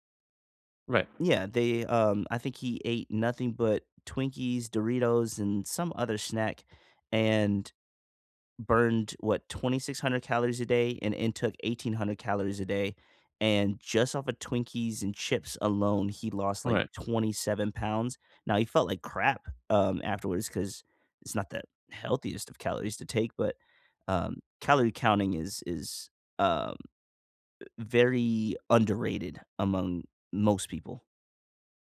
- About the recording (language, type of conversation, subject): English, unstructured, What small step can you take today toward your goal?
- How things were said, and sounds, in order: other background noise